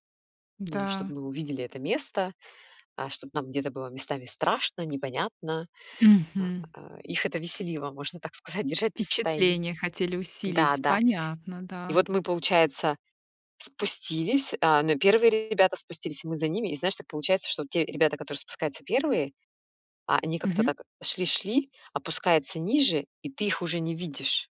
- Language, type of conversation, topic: Russian, podcast, Что вам больше всего запомнилось в вашем любимом походе?
- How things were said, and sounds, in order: tapping; other background noise